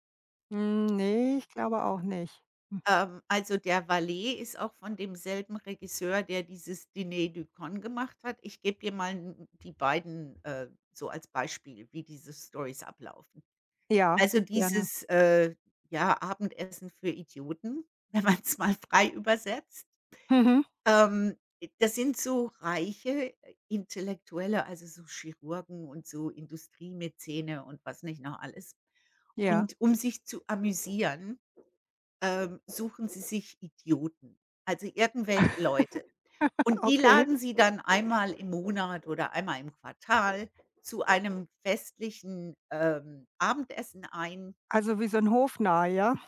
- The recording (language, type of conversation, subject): German, unstructured, Welcher Film hat dich zuletzt richtig zum Lachen gebracht?
- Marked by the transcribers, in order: laughing while speaking: "wenn man's"; tapping; laugh